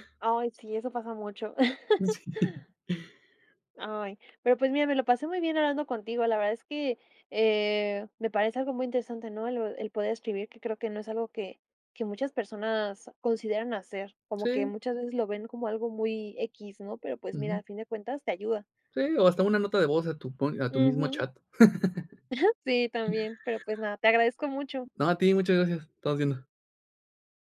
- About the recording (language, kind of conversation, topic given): Spanish, podcast, ¿Qué hábitos te ayudan a mantener la creatividad día a día?
- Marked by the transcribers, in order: laugh; laughing while speaking: "Sí"; laugh; chuckle